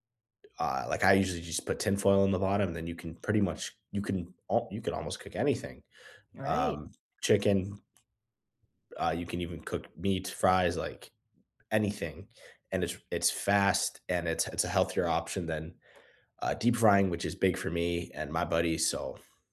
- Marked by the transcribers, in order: none
- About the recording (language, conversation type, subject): English, unstructured, How has your home cooking evolved over the years, and what experiences have shaped those changes?